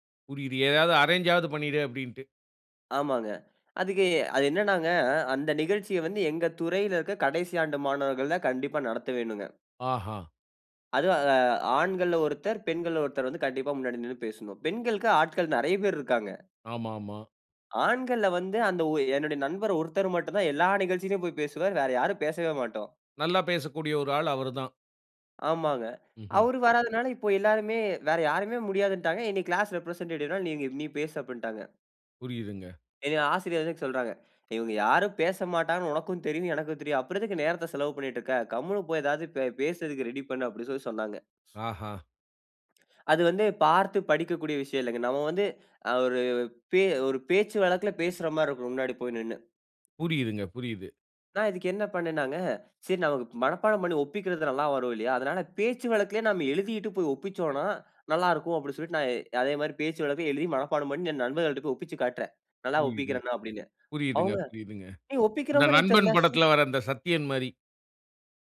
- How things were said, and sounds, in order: in English: "அரேன்ஜ்ஜாவது"; other background noise; "என்னனா" said as "என்னனாங்க"; in English: "கிளாஸ் ரெப்ரசென்டேட்டிவ்னா"; inhale; other noise; inhale; drawn out: "ஒரு"
- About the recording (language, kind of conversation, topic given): Tamil, podcast, பெரிய சவாலை எப்படி சமாளித்தீர்கள்?